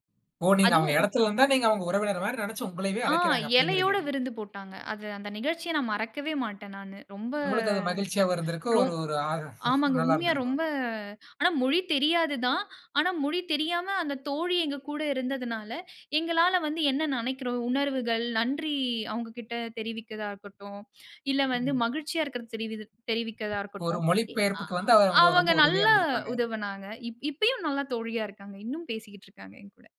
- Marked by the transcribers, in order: other noise
- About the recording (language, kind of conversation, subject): Tamil, podcast, மொழி தடையிருந்தாலும் உங்களுடன் நெருக்கமாக இணைந்த ஒருவரைப் பற்றி பேசலாமா?